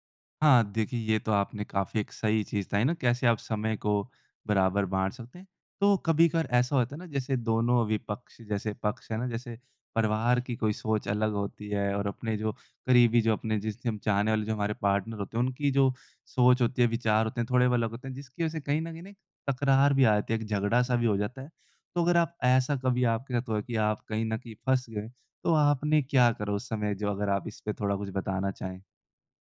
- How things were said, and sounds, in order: in English: "पार्टनर"
- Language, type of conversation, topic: Hindi, podcast, परिवार और जीवनसाथी के बीच संतुलन कैसे बनाएँ?